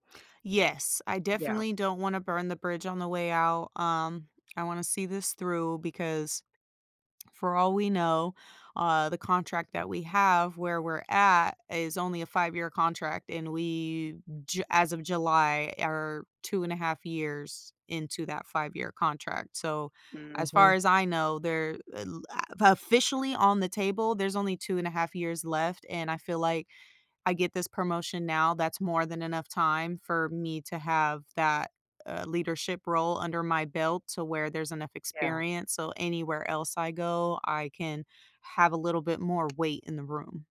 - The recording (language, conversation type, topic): English, advice, How can I prepare for my new job?
- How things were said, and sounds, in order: other background noise; stressed: "officially"; tapping